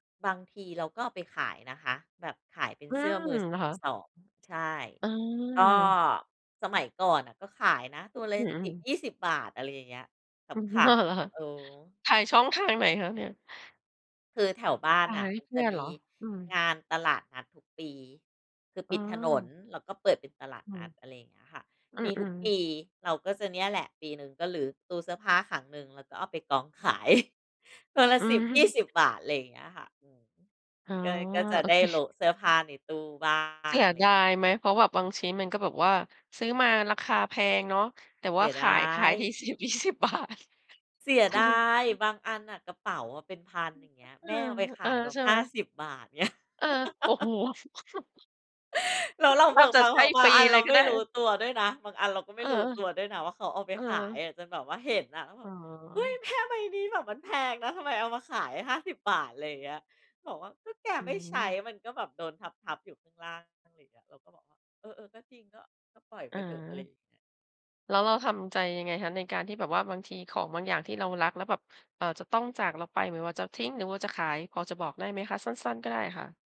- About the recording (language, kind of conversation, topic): Thai, podcast, คุณเริ่มจัดบ้านยังไงเมื่อเริ่มรู้สึกว่าบ้านรก?
- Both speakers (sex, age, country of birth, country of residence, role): female, 40-44, Thailand, Thailand, guest; female, 50-54, Thailand, Thailand, host
- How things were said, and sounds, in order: drawn out: "อืม"; laughing while speaking: "ขาย"; laughing while speaking: "อืม"; laughing while speaking: "สิบยี่สิบ บาท"; chuckle; laugh; chuckle; other noise